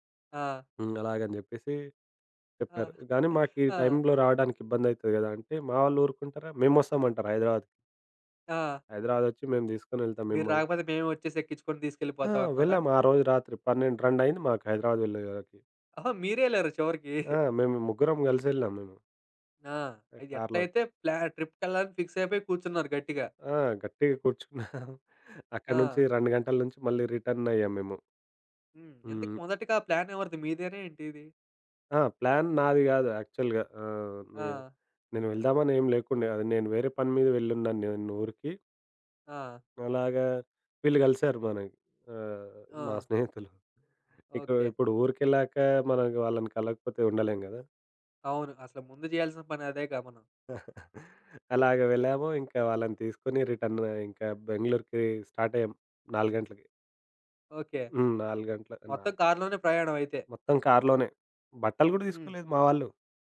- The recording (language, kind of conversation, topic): Telugu, podcast, మీ ప్రణాళిక విఫలమైన తర్వాత మీరు కొత్త మార్గాన్ని ఎలా ఎంచుకున్నారు?
- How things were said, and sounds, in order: chuckle; in English: "ప్లాన్ ట్రిప్‌కెళ్ళాలని"; giggle; in English: "రిటర్న్"; in English: "ప్లాన్"; in English: "యాక్చువల్‌గా"; chuckle; other background noise; in English: "రిటర్న్"; in English: "స్టార్ట్"; tapping